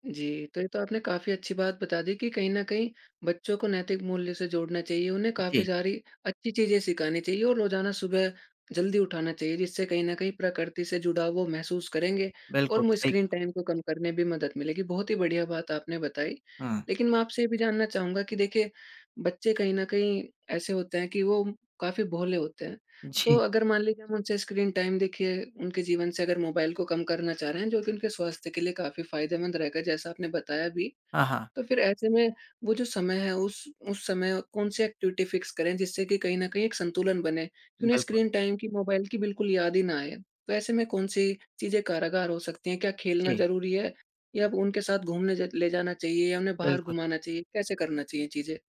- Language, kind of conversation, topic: Hindi, podcast, बच्चों का स्क्रीन समय सीमित करने के व्यावहारिक तरीके क्या हैं?
- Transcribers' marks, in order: "वो" said as "मो"; in English: "स्क्रीन टाइम"; in English: "स्क्रीन टाइम"; in English: "मोबाइल"; in English: "एक्टिविटी फिक्स"; in English: "स्क्रीन टाइम"